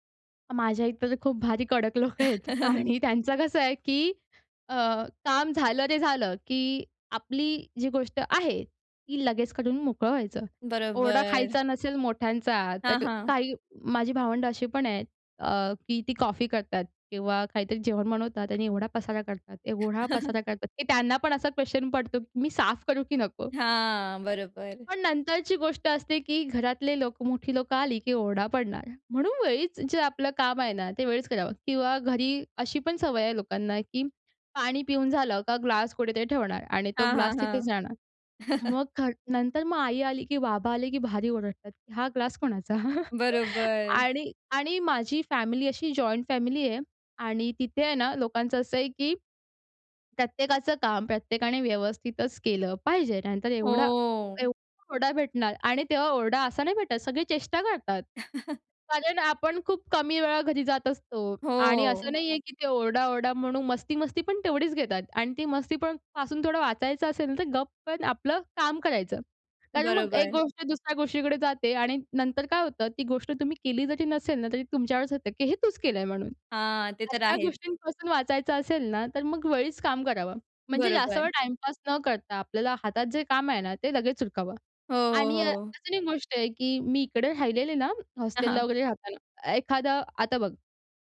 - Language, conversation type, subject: Marathi, podcast, दररोजच्या कामासाठी छोटा स्वच्छता दिनक्रम कसा असावा?
- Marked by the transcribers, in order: laughing while speaking: "भारी कडक लोकं आहेत आणि त्यांचं कसं आहे"; chuckle; chuckle; in English: "क्वेस्चन"; other background noise; chuckle; chuckle; in English: "जॉइंट फॅमिली"; chuckle